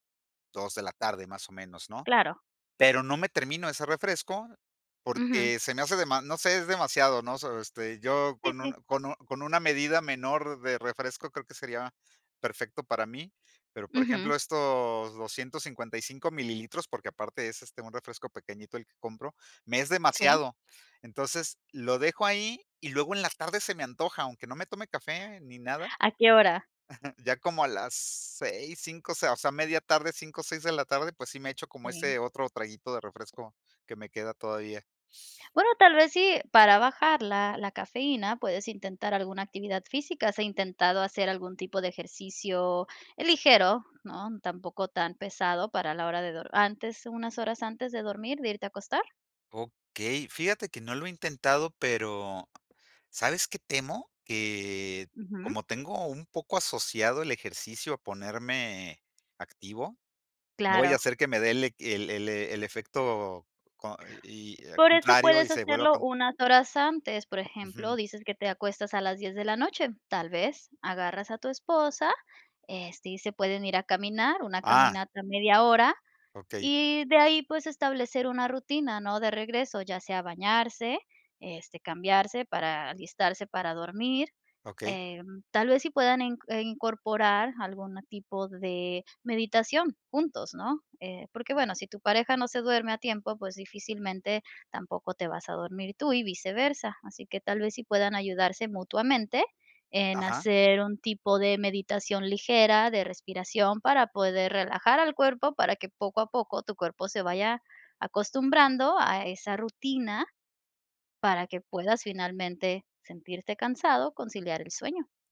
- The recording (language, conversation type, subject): Spanish, advice, ¿Cómo puedo lograr el hábito de dormir a una hora fija?
- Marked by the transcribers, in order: in English: "So"; chuckle